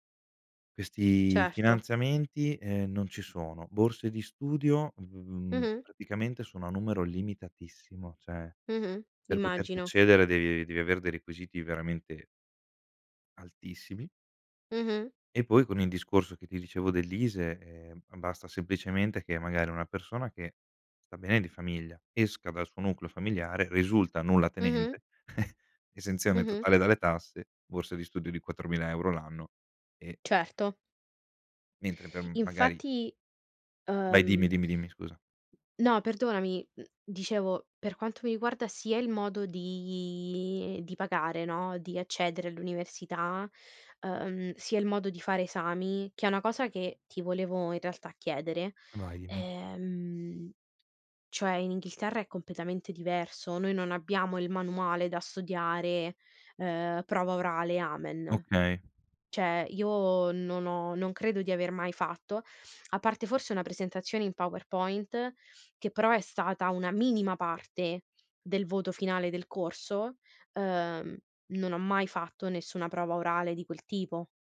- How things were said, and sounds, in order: "cioè" said as "ceh"; chuckle; tapping; "Cioè" said as "ceh"
- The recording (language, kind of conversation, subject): Italian, unstructured, Credi che la scuola sia uguale per tutti gli studenti?